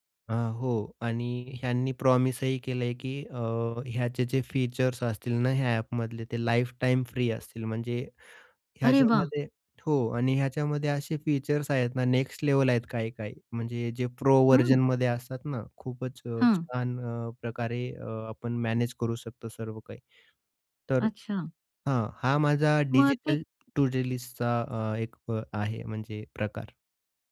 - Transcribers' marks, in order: tapping; in English: "प्रो व्हर्जनमध्ये"; in English: "टू-डू लिस्टचा"
- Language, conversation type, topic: Marathi, podcast, प्रभावी कामांची यादी तुम्ही कशी तयार करता?